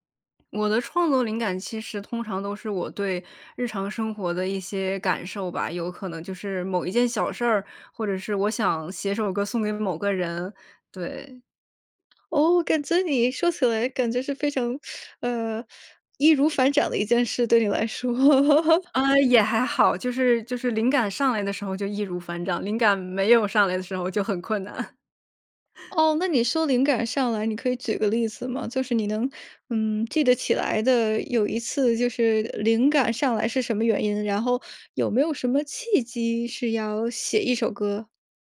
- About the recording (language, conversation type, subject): Chinese, podcast, 你怎么让观众对作品产生共鸣?
- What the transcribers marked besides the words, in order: other background noise; anticipating: "哦，感觉你"; teeth sucking; laugh; laugh